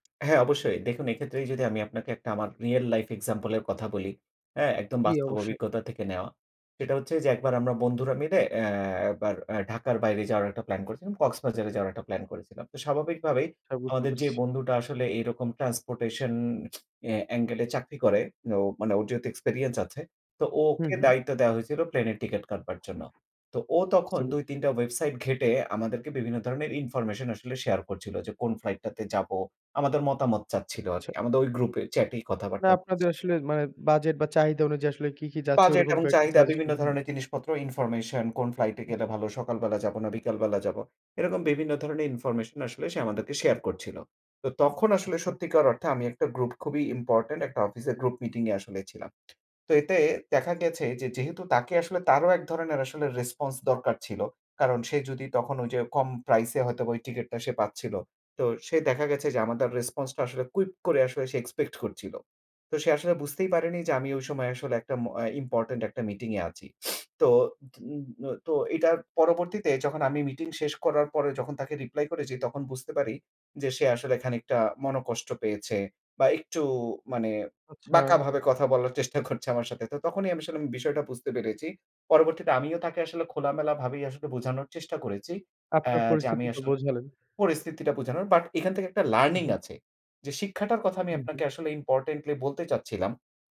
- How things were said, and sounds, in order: other background noise; in English: "রিয়াল লাইফ এক্সাম্পল"; unintelligible speech; in English: "রেসপন্স"; in English: "রেসপন্স"; in English: "এক্সপেক্ট"; laughing while speaking: "করছে"; in English: "লার্নিং"; in English: "ইম্পোর্টেন্টলি"
- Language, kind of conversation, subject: Bengali, podcast, গ্রুপ চ্যাটে কখন চুপ থাকবেন, আর কখন কথা বলবেন?